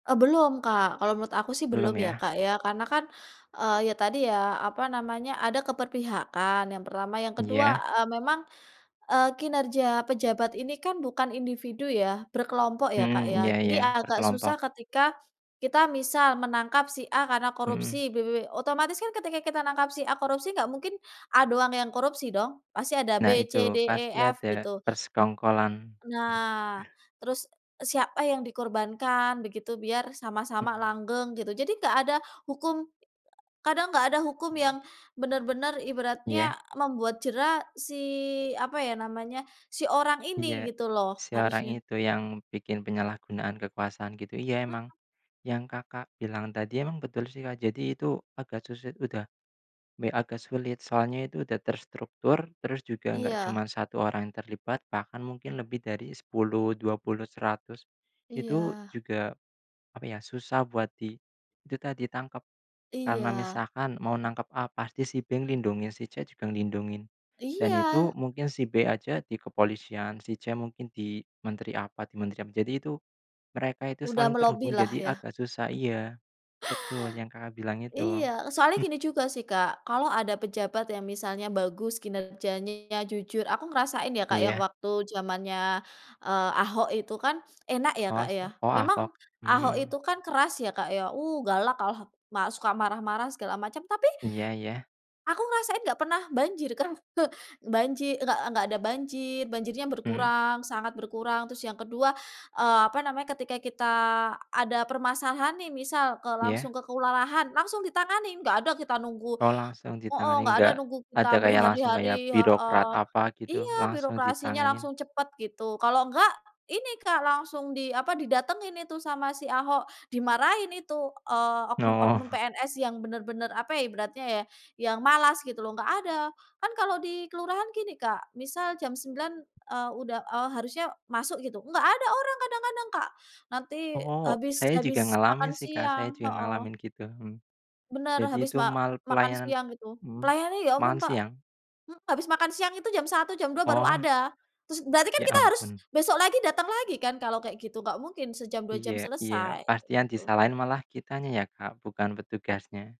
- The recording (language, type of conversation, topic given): Indonesian, unstructured, Bagaimana kamu menanggapi kasus penyalahgunaan kekuasaan oleh pejabat?
- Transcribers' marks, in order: other background noise; chuckle; "kelurahan" said as "kulalahan"; laughing while speaking: "Oh"